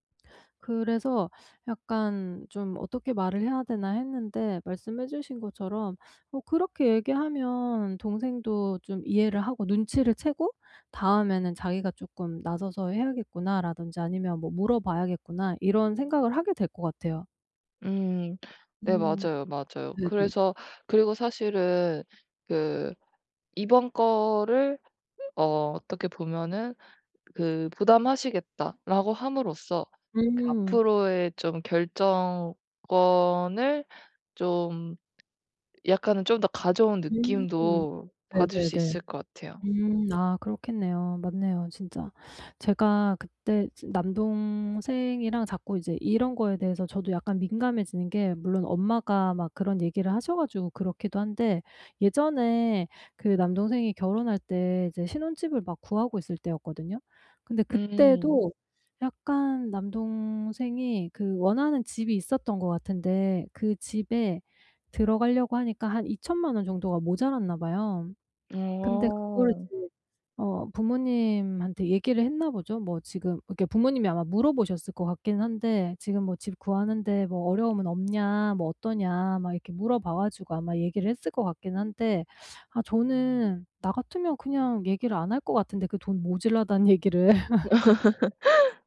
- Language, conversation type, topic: Korean, advice, 돈 문제로 갈등이 생겼을 때 어떻게 평화롭게 해결할 수 있나요?
- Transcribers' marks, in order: tapping; "모자라다" said as "모질라다"; laugh